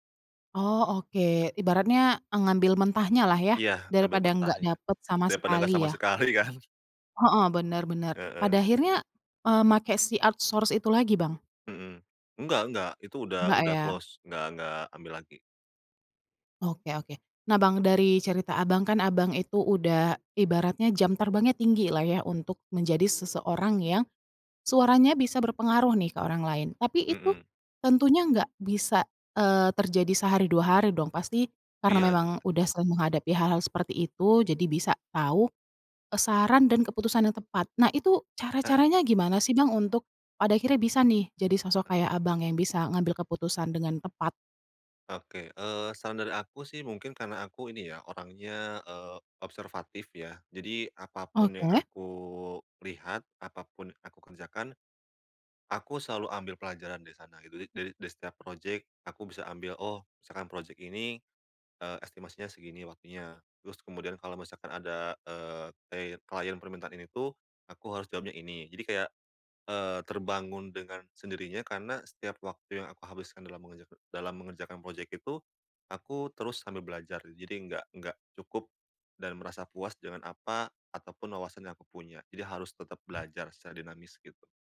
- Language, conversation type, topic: Indonesian, podcast, Bagaimana kamu menyeimbangkan pengaruh orang lain dan suara hatimu sendiri?
- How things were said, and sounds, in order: laughing while speaking: "sekali kan"; in English: "outsource"; in English: "close"; other background noise